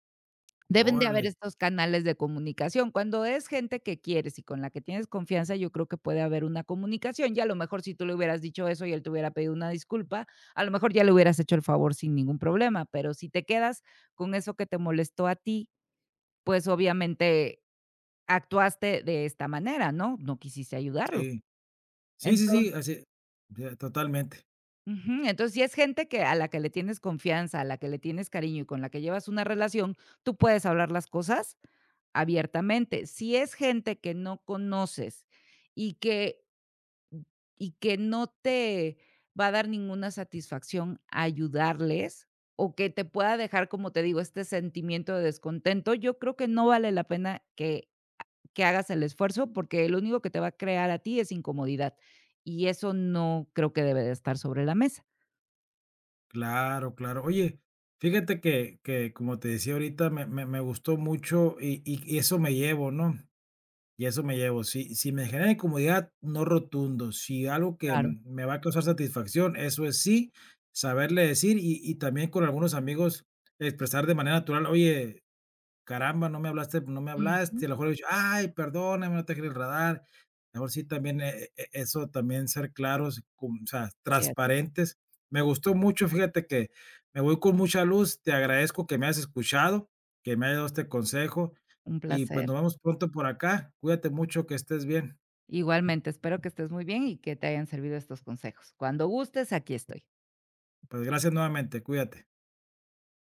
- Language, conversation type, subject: Spanish, advice, ¿Cómo puedo decir que no a un favor sin sentirme mal?
- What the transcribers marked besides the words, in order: unintelligible speech; other background noise; tapping